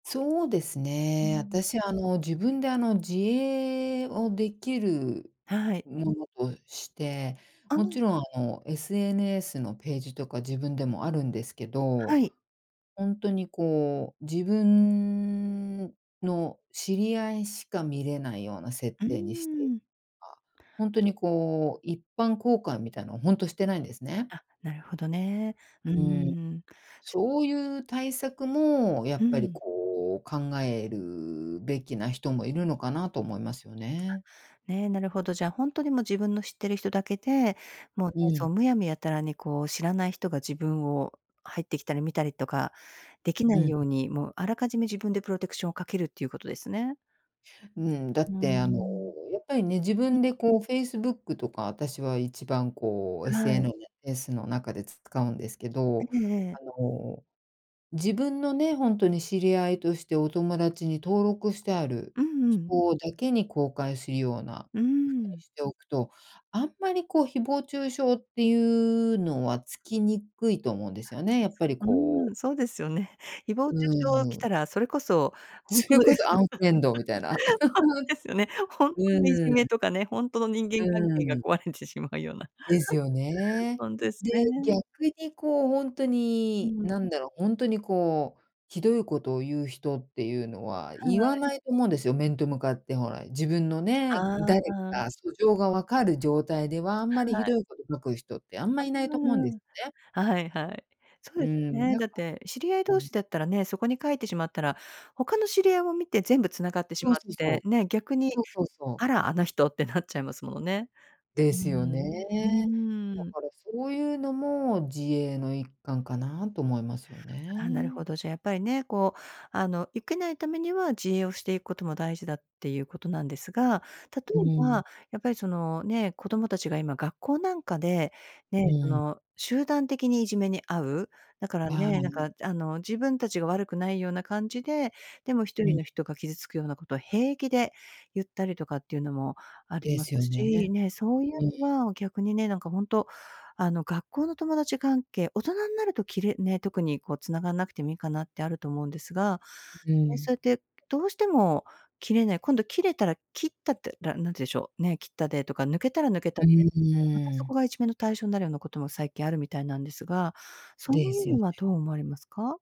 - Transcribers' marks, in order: other noise; "SNS" said as "SNなS"; laugh; laughing while speaking: "ほんとですよね"; laugh; laughing while speaking: "壊れてしまうような"; laugh
- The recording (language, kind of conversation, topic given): Japanese, podcast, ネットいじめには、どのように対処すべきですか？